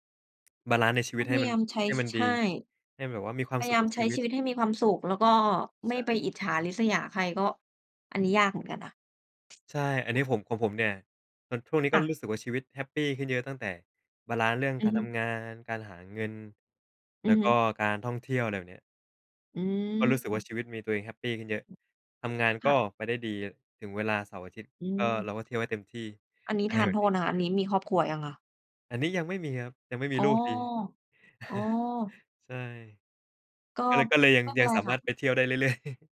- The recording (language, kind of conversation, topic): Thai, unstructured, เงินมีความสำคัญกับชีวิตคุณอย่างไรบ้าง?
- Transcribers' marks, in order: tapping; chuckle; chuckle